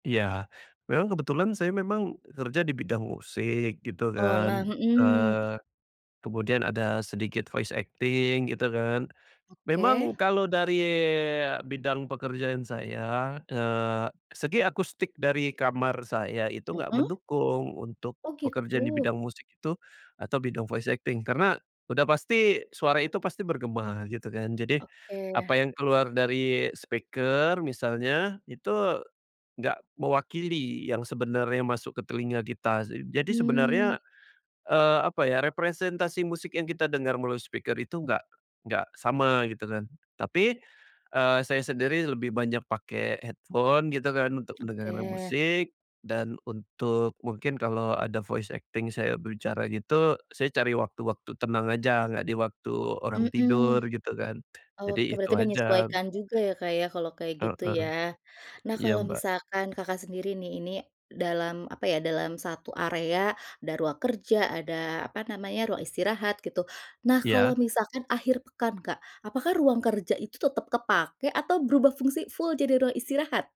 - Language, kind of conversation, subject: Indonesian, podcast, Bagaimana cara memisahkan area kerja dan area istirahat di rumah yang kecil?
- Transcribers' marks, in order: tapping; in English: "voice acting"; in English: "voice acting"; other background noise; in English: "headphone"; in English: "voice acting"